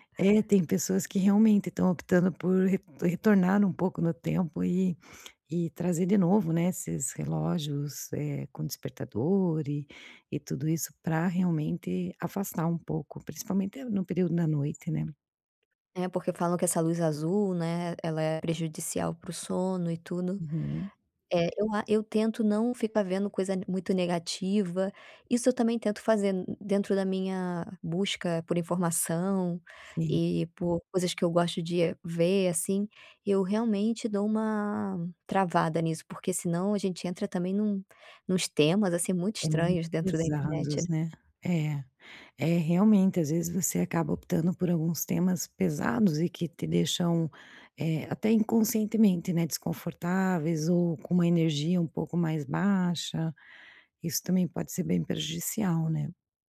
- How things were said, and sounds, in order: other background noise
- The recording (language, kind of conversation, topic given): Portuguese, podcast, Como você faz detox digital quando precisa descansar?